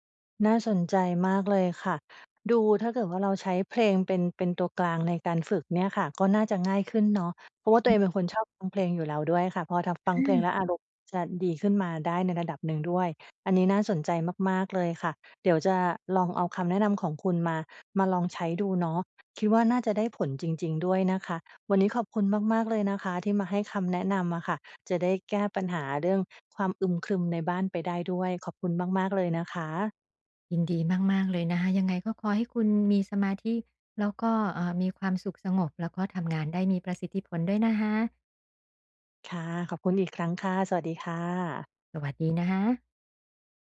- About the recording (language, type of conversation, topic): Thai, advice, ฉันจะใช้การหายใจเพื่อลดความตึงเครียดได้อย่างไร?
- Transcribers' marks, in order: tapping